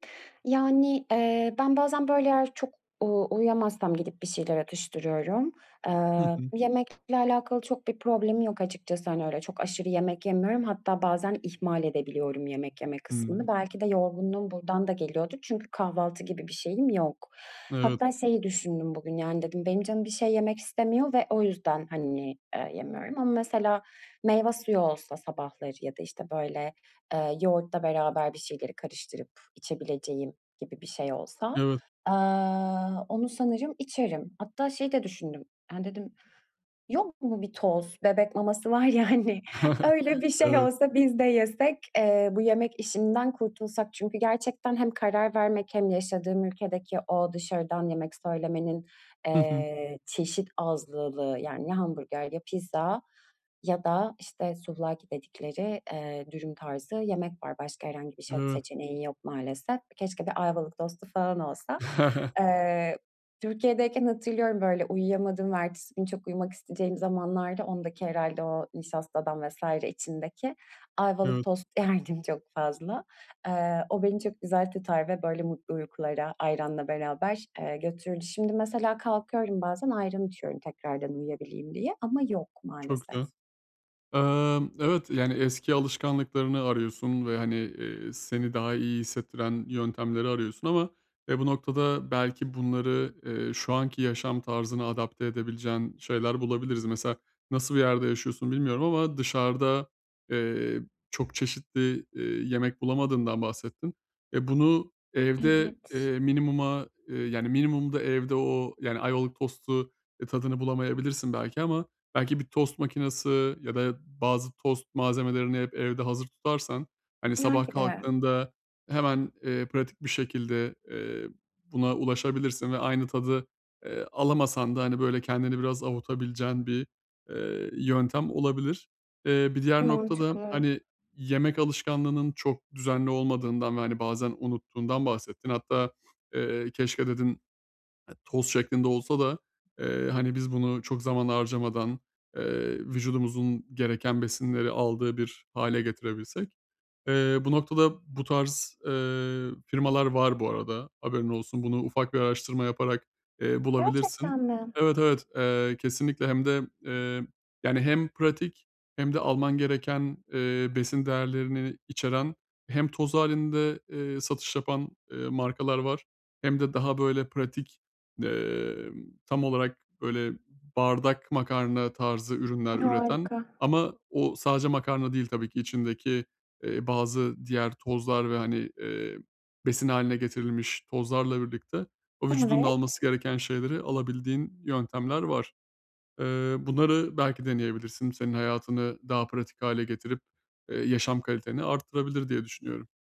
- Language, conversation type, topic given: Turkish, advice, Düzenli bir uyku rutini nasıl oluşturup sabahları daha enerjik uyanabilirim?
- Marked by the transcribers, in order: other background noise; laughing while speaking: "var ya, hani. Öyle bir şey olsa biz de yesek"; chuckle; in Greek: "σουβλάκι"; chuckle